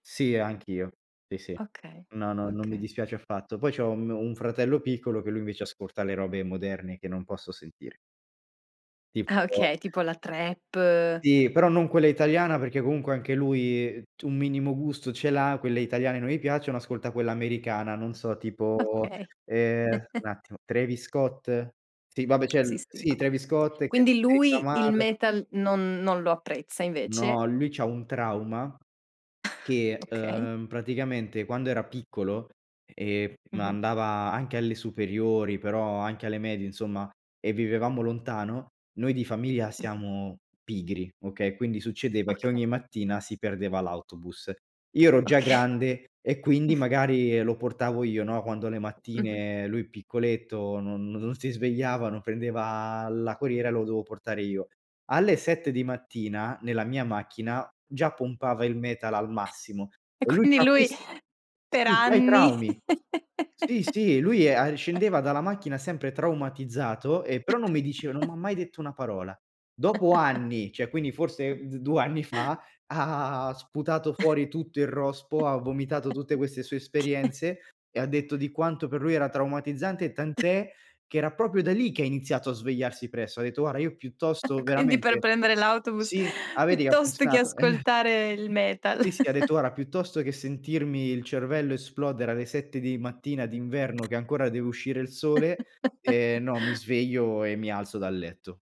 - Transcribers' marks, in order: tapping; chuckle; other background noise; chuckle; laughing while speaking: "Okay"; laugh; chuckle; "cioè" said as "ceh"; chuckle; drawn out: "ha"; chuckle; chuckle; "proprio" said as "propio"; other noise; chuckle; chuckle; chuckle
- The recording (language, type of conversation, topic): Italian, podcast, Che musica ti rappresenta di più?
- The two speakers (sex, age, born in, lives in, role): female, 35-39, Latvia, Italy, host; male, 25-29, Italy, Italy, guest